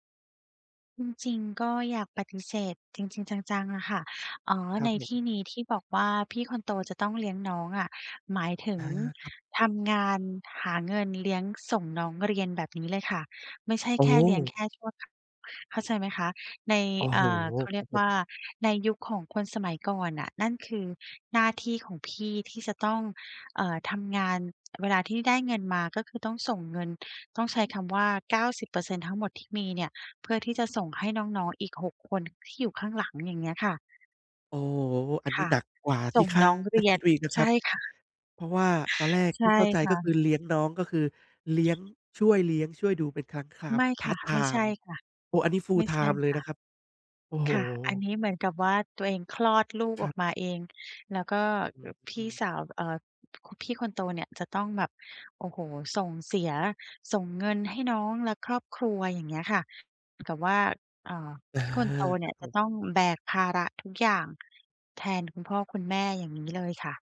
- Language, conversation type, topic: Thai, advice, จะสื่อสารกับญาติอย่างไรเมื่อค่านิยมไม่ตรงกันในงานรวมญาติ?
- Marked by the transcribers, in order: other background noise; tapping; in English: "Full-time"